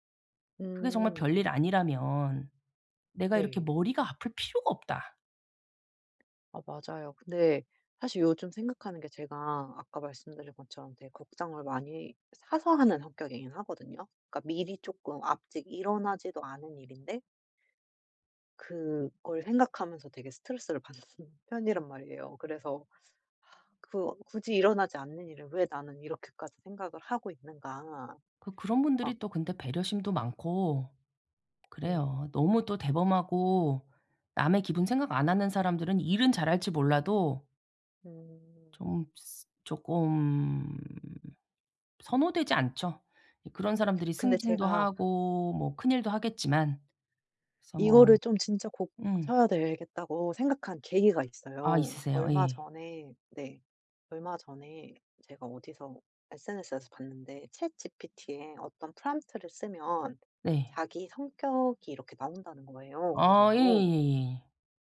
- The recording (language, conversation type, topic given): Korean, advice, 복잡한 일을 앞두고 불안감과 자기의심을 어떻게 줄일 수 있을까요?
- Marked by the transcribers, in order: other background noise; tapping; "아직" said as "압직"; laughing while speaking: "받는"; sigh; in English: "prompt를"; put-on voice: "prompt를"